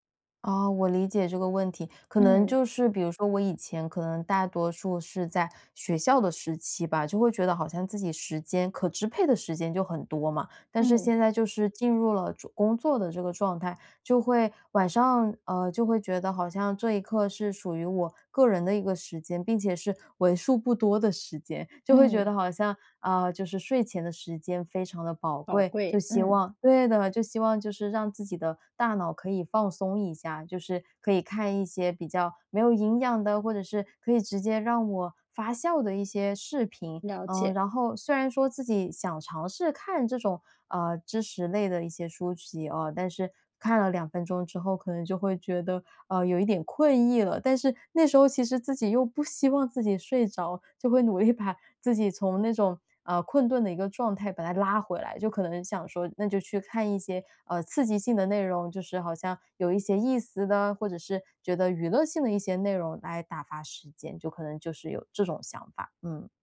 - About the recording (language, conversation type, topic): Chinese, advice, 读书时总是注意力分散，怎样才能专心读书？
- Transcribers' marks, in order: tapping; laughing while speaking: "力"